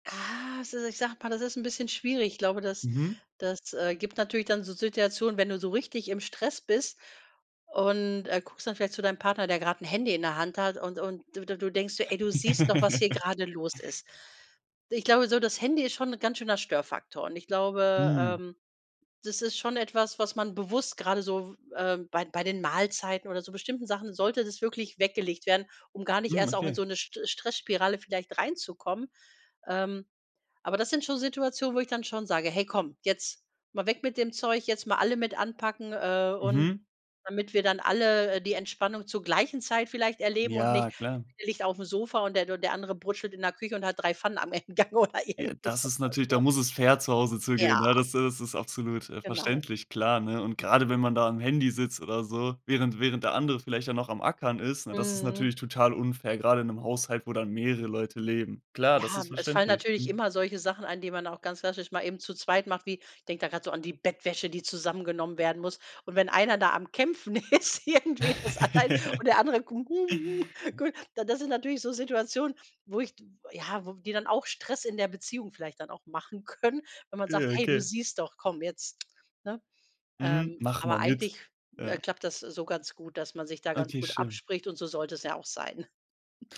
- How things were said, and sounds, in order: chuckle; unintelligible speech; laughing while speaking: "oder irgendwie so was"; laugh; laughing while speaking: "ist irgendwie"; other noise; laughing while speaking: "können"; chuckle
- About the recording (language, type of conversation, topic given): German, podcast, Was machst du, wenn du plötzlich sehr gestresst bist?